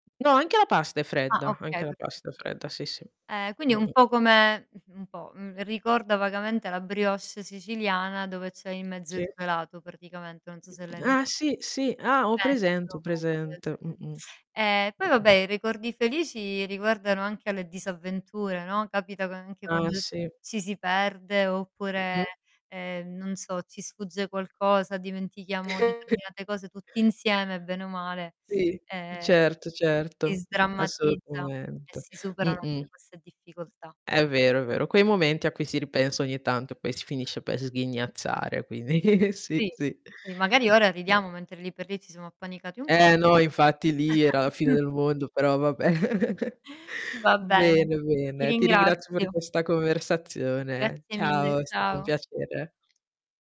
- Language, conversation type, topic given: Italian, unstructured, Qual è il ricordo più felice che associ a un viaggio?
- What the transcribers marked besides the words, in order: tapping; static; distorted speech; other background noise; teeth sucking; mechanical hum; chuckle; chuckle; chuckle